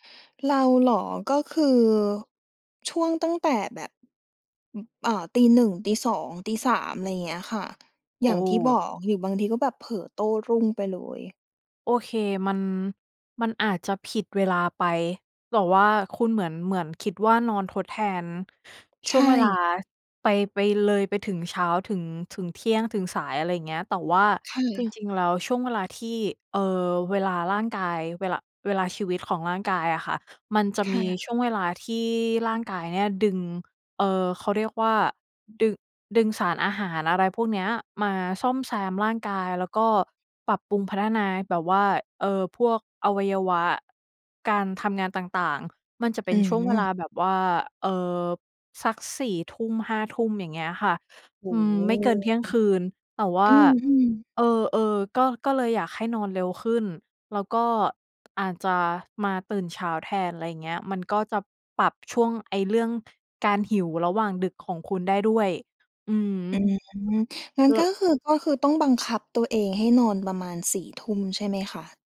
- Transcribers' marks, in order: tapping
- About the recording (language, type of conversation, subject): Thai, advice, อยากลดน้ำหนักแต่หิวยามดึกและกินจุบจิบบ่อย ควรทำอย่างไร?